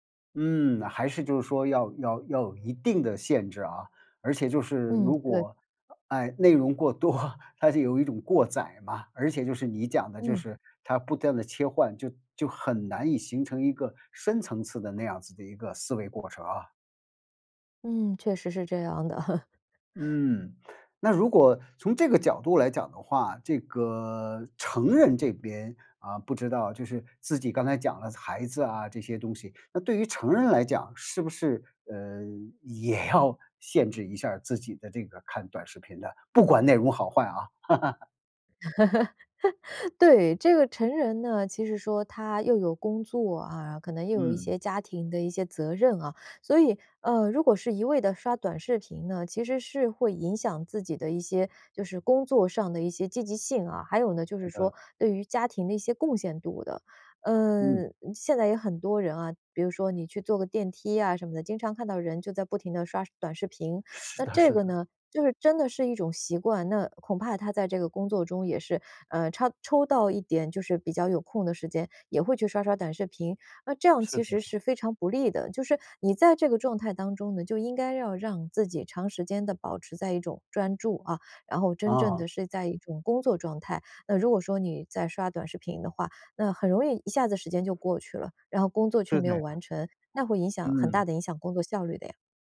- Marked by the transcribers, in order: laughing while speaking: "多"; other background noise; chuckle; laughing while speaking: "也要"; chuckle
- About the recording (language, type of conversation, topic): Chinese, podcast, 你怎么看短视频对注意力的影响？